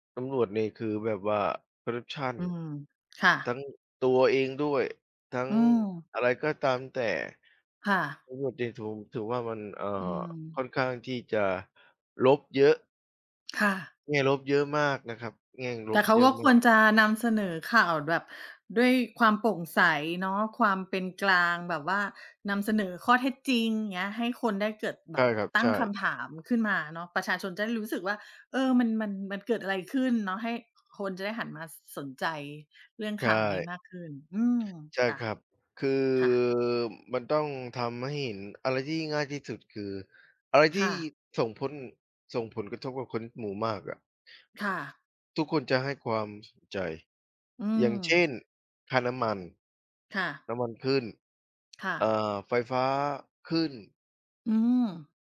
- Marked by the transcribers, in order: other background noise; drawn out: "คือ"; tapping
- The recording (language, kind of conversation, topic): Thai, unstructured, คุณคิดอย่างไรกับข่าวการทุจริตในรัฐบาลตอนนี้?
- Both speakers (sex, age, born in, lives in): female, 40-44, Thailand, Sweden; male, 50-54, Thailand, Philippines